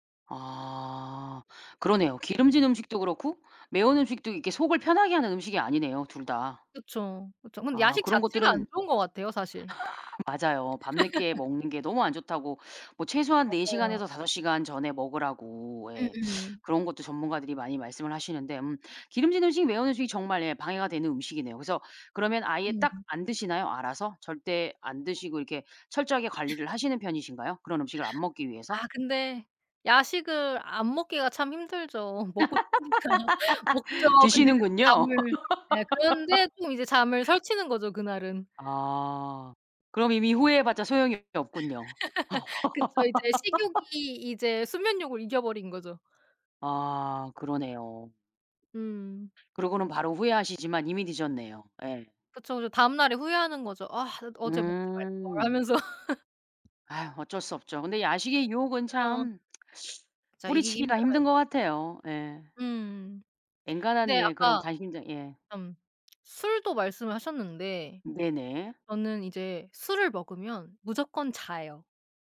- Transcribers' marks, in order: other background noise; laugh; teeth sucking; laugh; teeth sucking; laugh; laughing while speaking: "먹고 싶으니까"; laugh; laugh; tapping; laugh; laugh; laughing while speaking: "하면서"; laugh; tsk
- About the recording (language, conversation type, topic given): Korean, podcast, 잠을 잘 자려면 평소에 어떤 습관을 지키시나요?